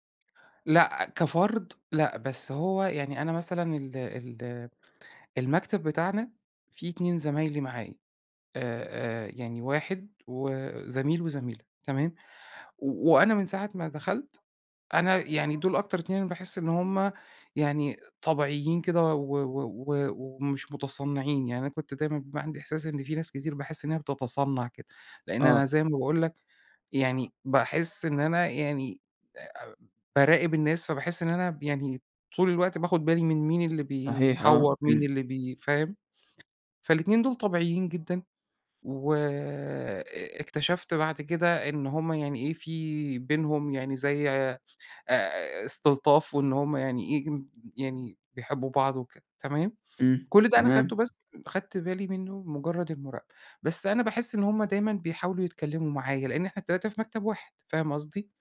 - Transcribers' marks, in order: background speech
- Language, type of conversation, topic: Arabic, advice, إزاي أقدر أوصف قلقي الاجتماعي وخوفي من التفاعل وسط مجموعات؟